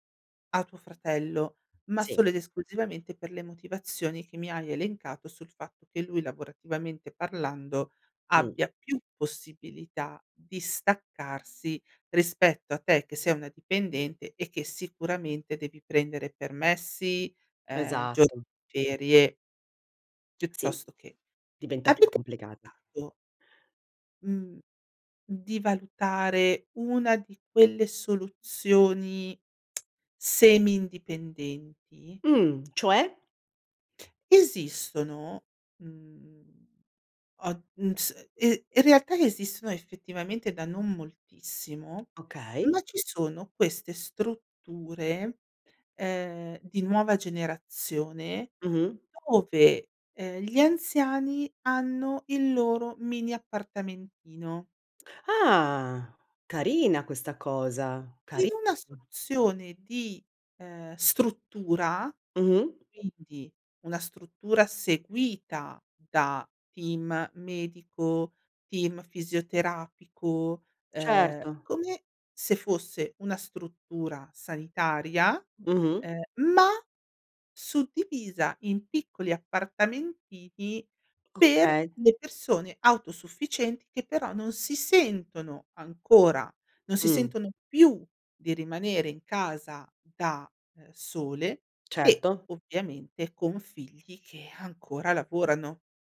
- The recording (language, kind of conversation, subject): Italian, advice, Come posso organizzare la cura a lungo termine dei miei genitori anziani?
- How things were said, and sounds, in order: other background noise; tongue click; unintelligible speech; lip smack; tapping; sigh